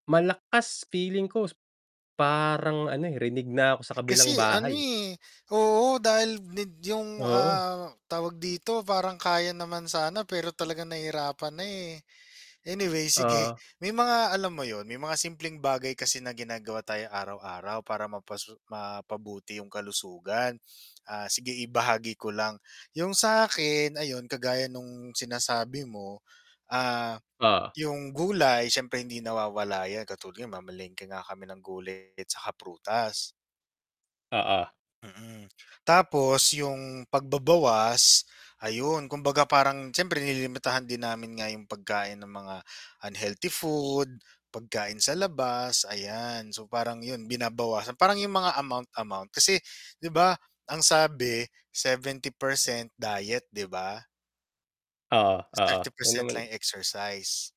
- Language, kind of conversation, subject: Filipino, unstructured, Ano ang pinakamabisang paraan upang simulan ang pagbabago ng pamumuhay para sa mas mabuting kalusugan?
- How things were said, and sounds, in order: static; distorted speech